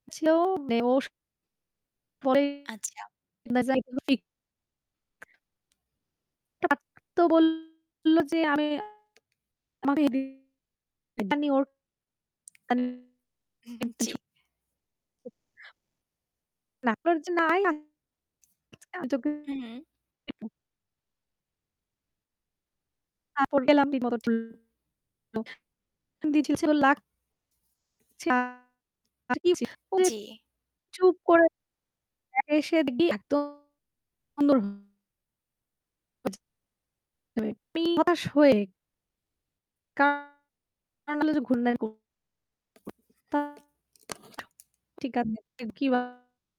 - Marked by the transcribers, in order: distorted speech; unintelligible speech; unintelligible speech; static; unintelligible speech; unintelligible speech; unintelligible speech; unintelligible speech; unintelligible speech; unintelligible speech; unintelligible speech; unintelligible speech
- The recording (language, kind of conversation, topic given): Bengali, unstructured, আপনার ধর্মীয় উৎসবের সময় সবচেয়ে মজার স্মৃতি কী?